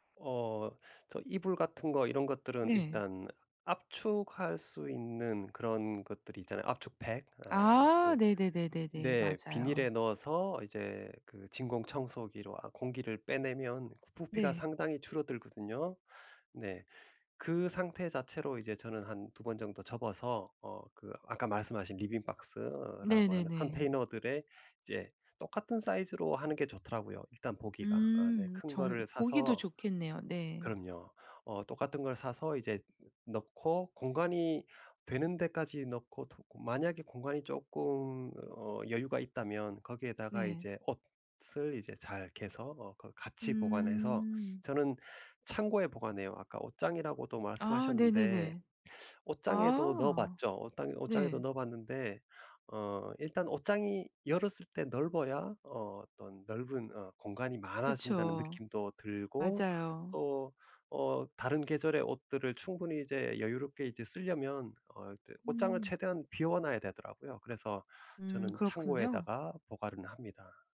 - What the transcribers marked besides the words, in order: other background noise
- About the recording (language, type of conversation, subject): Korean, podcast, 작은 집이 더 넓어 보이게 하려면 무엇이 가장 중요할까요?